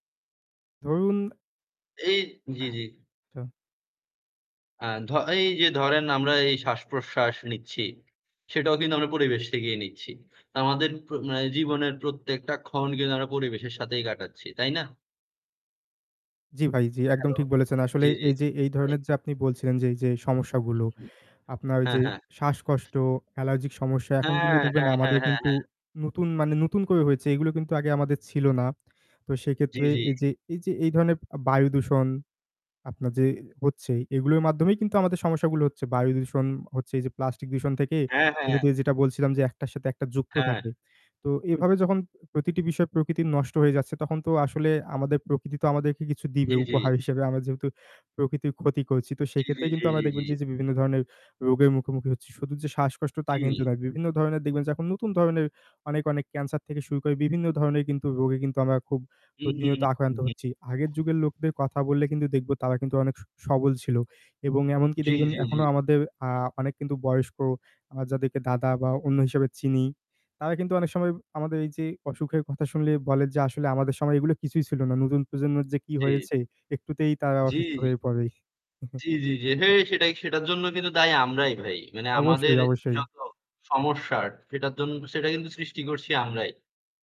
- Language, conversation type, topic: Bengali, unstructured, প্লাস্টিক দূষণ আমাদের পরিবেশে কী প্রভাব ফেলে?
- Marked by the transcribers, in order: static; other background noise; "তো" said as "চ"; background speech; distorted speech; chuckle